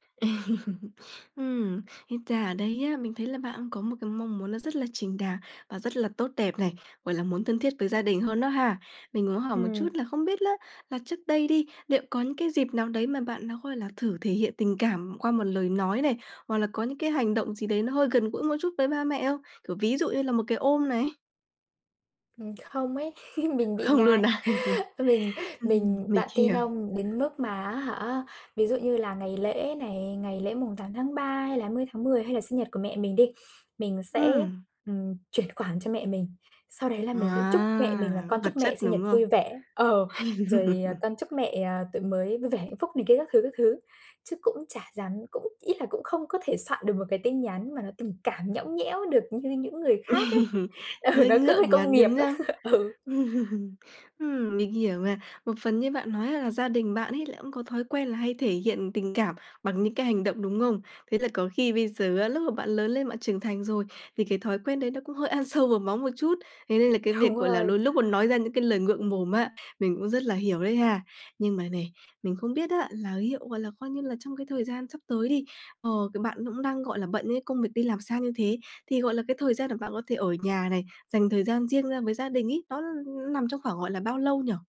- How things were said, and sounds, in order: laugh; laugh; laughing while speaking: "Không luôn à?"; laugh; laugh; laugh; laughing while speaking: "Ừ"; laugh; laughing while speaking: "ăn sâu"; laughing while speaking: "Đúng rồi"; other background noise
- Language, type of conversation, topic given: Vietnamese, advice, Bạn đang cảm thấy xa cách và thiếu gần gũi tình cảm trong mối quan hệ nào, và điều đó đã kéo dài bao lâu rồi?